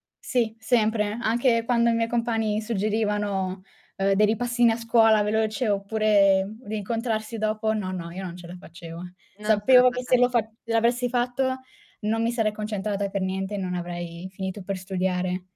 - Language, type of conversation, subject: Italian, podcast, Qual è stato il metodo di studio che ti ha davvero aiutato?
- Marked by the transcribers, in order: tapping; distorted speech